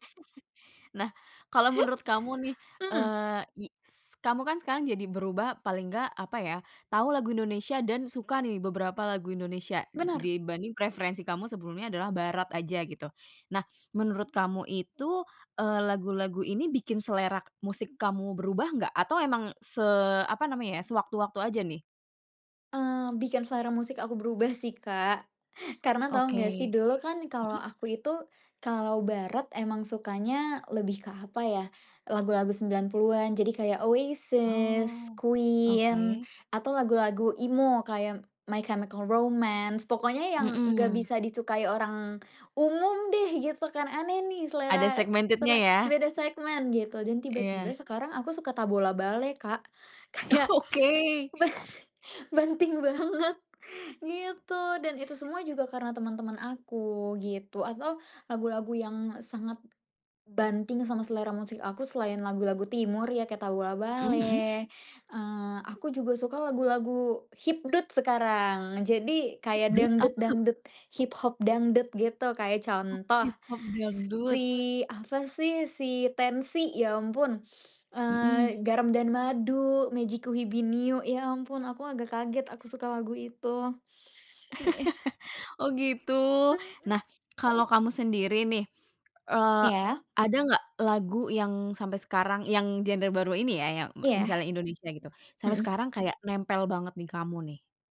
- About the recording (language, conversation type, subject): Indonesian, podcast, Bagaimana peran teman dalam mengubah selera musikmu?
- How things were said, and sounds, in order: chuckle; other background noise; in English: "segmented-nya"; laughing while speaking: "Oh"; tapping; laughing while speaking: "Kayak, ba banting banget"; "atau" said as "atho"; laugh